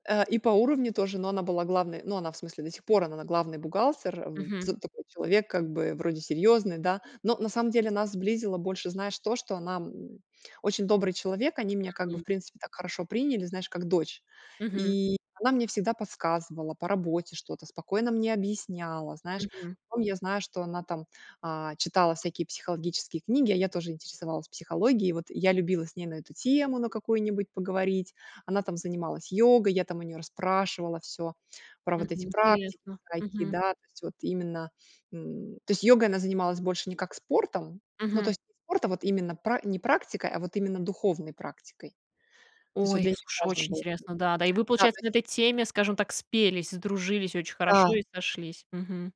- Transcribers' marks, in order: none
- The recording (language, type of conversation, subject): Russian, podcast, Как найти друзей после переезда или начала учёбы?